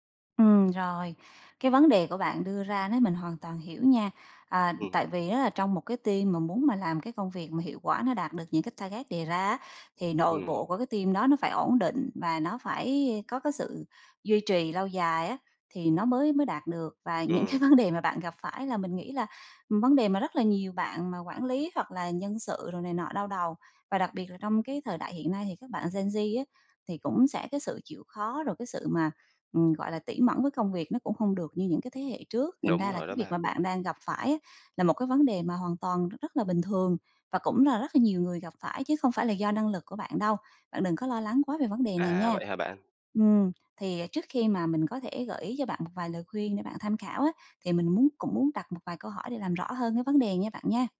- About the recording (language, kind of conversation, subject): Vietnamese, advice, Làm thế nào để cải thiện việc tuyển dụng và giữ chân nhân viên phù hợp?
- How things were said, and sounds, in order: in English: "team"; in English: "target"; in English: "team"; laughing while speaking: "những cái vấn đề"; in English: "gen Z"